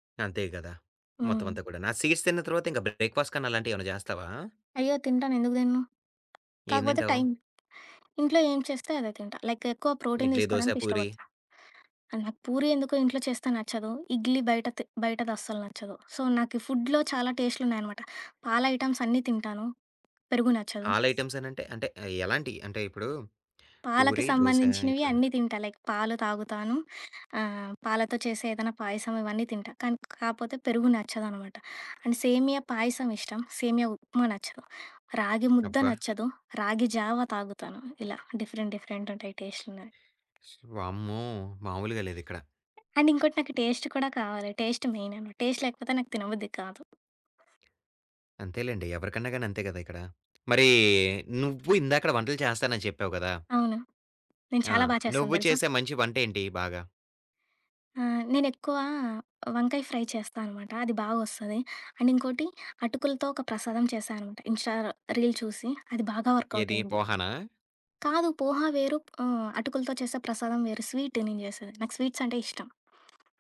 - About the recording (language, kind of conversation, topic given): Telugu, podcast, ఉదయం లేవగానే మీరు చేసే పనులు ఏమిటి, మీ చిన్న అలవాట్లు ఏవి?
- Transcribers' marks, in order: in English: "సీడ్స్"; in English: "బ్రేక్‍ఫాస్ట్"; other background noise; tapping; in English: "లైక్"; in English: "ప్రోటీన్"; in English: "సో"; in English: "ఫుడ్‍లో"; in English: "ఆల్ ఐటెమ్స్"; in English: "ఆల్ ఐటెమ్స్"; in English: "లైక్"; in English: "అండ్"; in English: "డిఫరెంట్ డిఫరెంట్"; in English: "అండ్"; in English: "టేస్ట్"; in English: "టేస్ట్ మెయిన్"; in English: "టేస్ట్"; in English: "ఫ్రై"; in English: "అండ్"; in English: "ఇన్‌స్టా రీల్"; in English: "వర్కౌట్"; in Hindi: "పోహ"; in English: "స్వీట్స్"